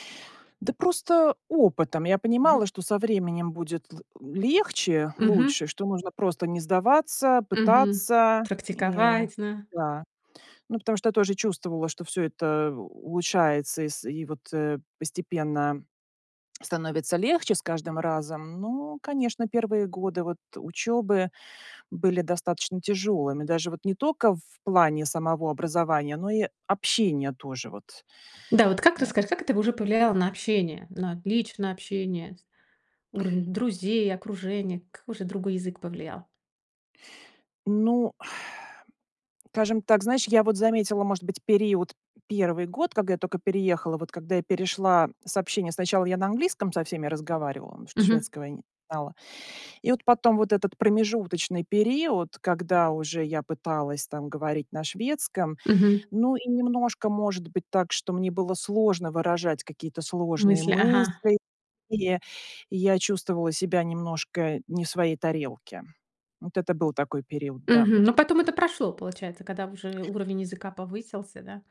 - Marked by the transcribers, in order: "только" said as "тока"; sigh; tapping; other background noise; "только" said as "тока"
- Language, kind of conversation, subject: Russian, podcast, Как язык влияет на твоё самосознание?